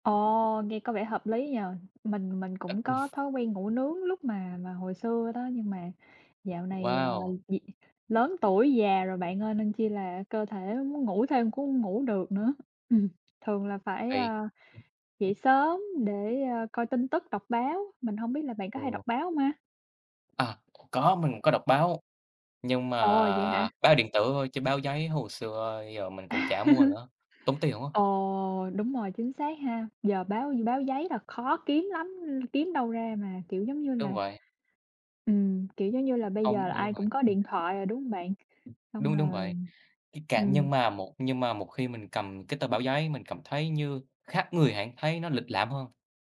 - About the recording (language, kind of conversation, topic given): Vietnamese, unstructured, Bạn có tin tưởng các nguồn tin tức không, và vì sao?
- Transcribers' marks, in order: other background noise; chuckle; chuckle; laughing while speaking: "À"; tapping